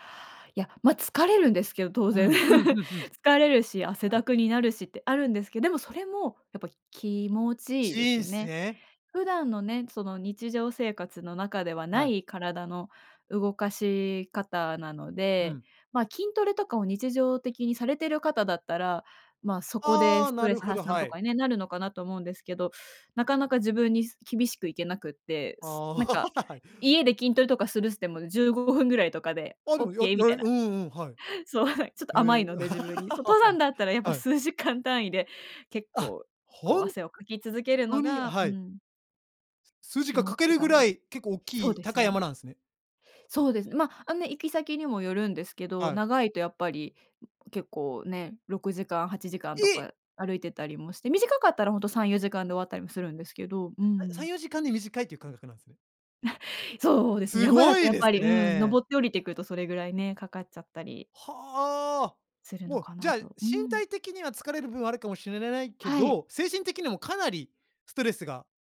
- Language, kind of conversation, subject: Japanese, podcast, 普段、ストレス解消のために何をしていますか？
- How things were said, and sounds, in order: laugh; tapping; laugh; laughing while speaking: "そう、はい"; laugh; unintelligible speech; laugh